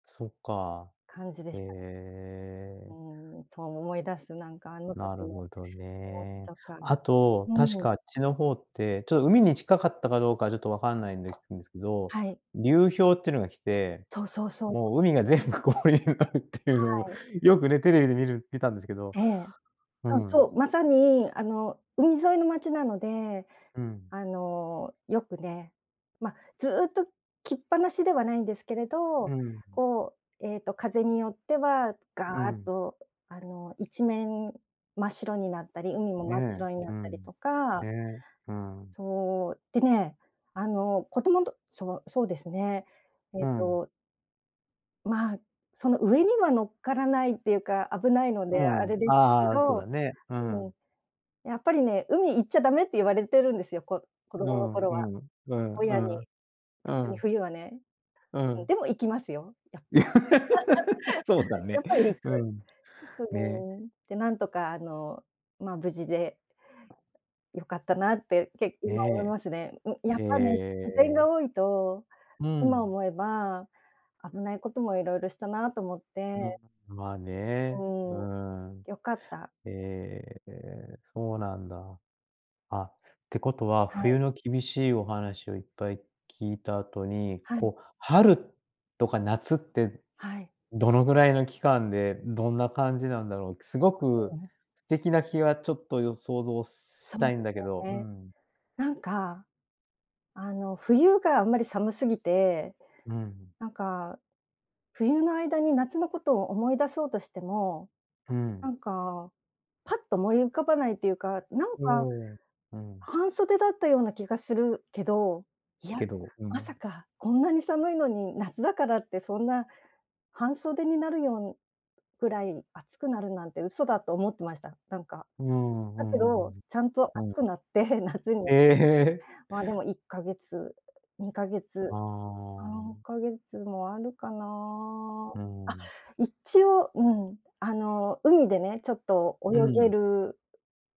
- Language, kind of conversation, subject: Japanese, podcast, 子どものころ、自然の中でいちばん印象に残っている思い出を教えてくれますか？
- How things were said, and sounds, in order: tapping; laughing while speaking: "全部氷になるっていう"; unintelligible speech; laugh